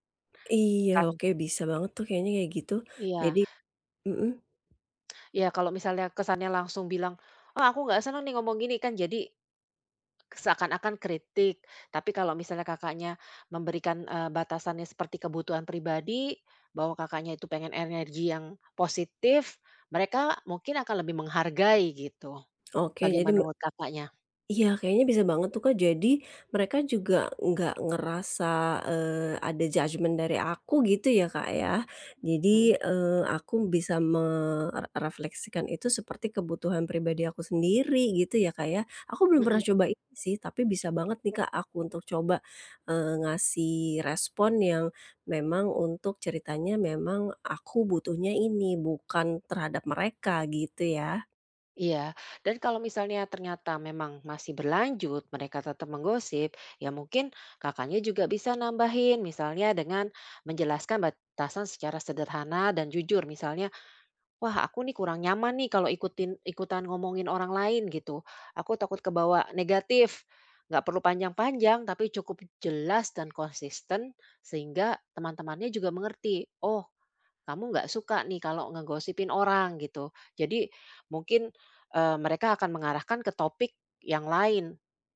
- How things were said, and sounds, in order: other background noise; in English: "judgement"
- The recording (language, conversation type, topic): Indonesian, advice, Bagaimana cara menetapkan batasan yang sehat di lingkungan sosial?